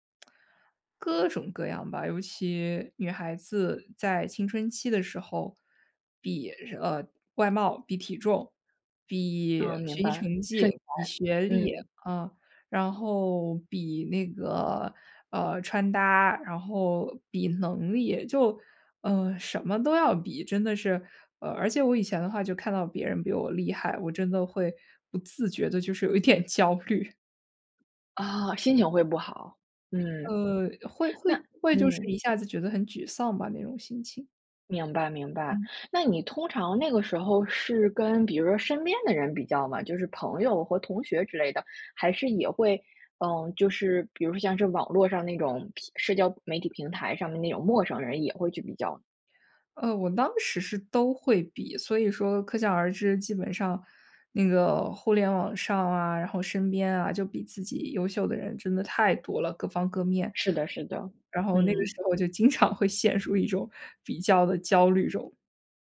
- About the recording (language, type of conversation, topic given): Chinese, podcast, 你是如何停止与他人比较的？
- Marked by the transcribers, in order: tapping; laughing while speaking: "点焦虑"; laughing while speaking: "经常会陷入一种"